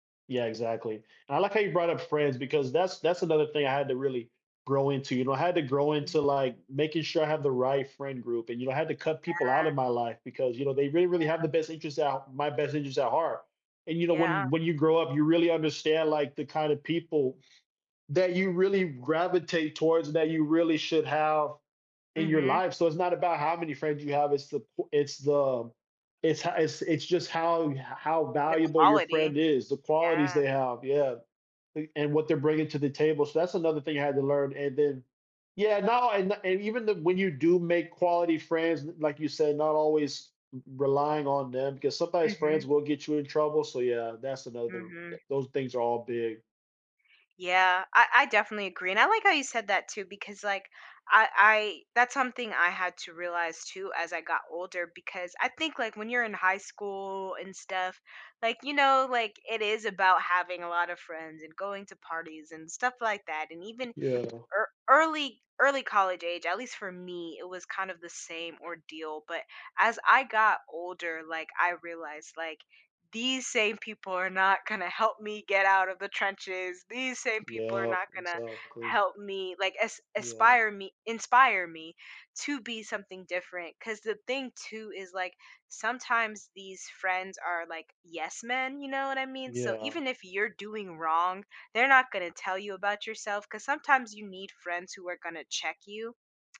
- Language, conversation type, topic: English, unstructured, What helps you keep going when life gets tough?
- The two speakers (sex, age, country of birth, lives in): female, 30-34, United States, United States; male, 20-24, United States, United States
- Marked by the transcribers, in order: tapping; other background noise